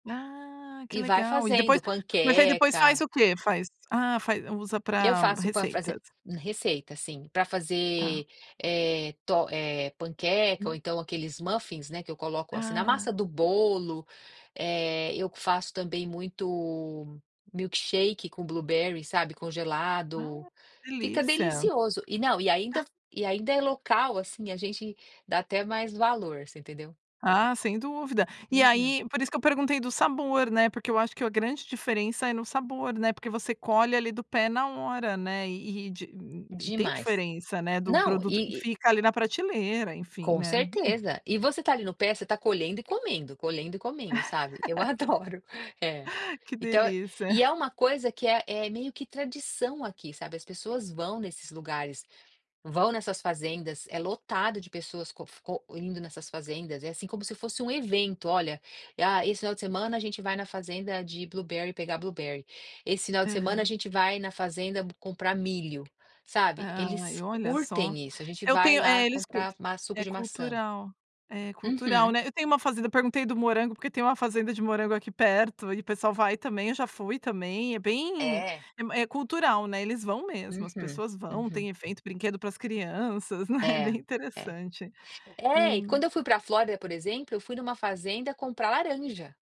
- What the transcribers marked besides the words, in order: "fazer" said as "frazer"; in English: "blueberry"; laugh; in English: "blueberry"; in English: "blueberry"
- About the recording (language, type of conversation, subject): Portuguese, podcast, O que faz você escolher produtos locais e da estação?